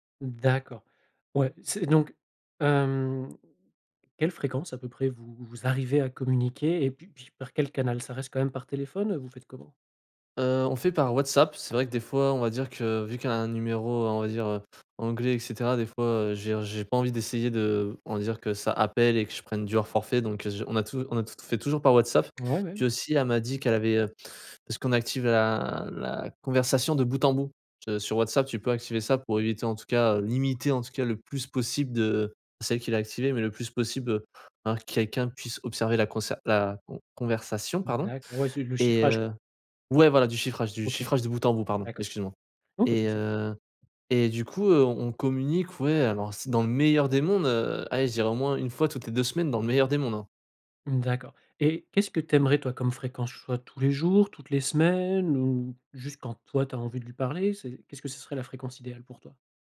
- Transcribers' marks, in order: other background noise; "Soit" said as "Choit"
- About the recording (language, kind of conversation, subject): French, advice, Comment puis-je rester proche de mon partenaire malgré une relation à distance ?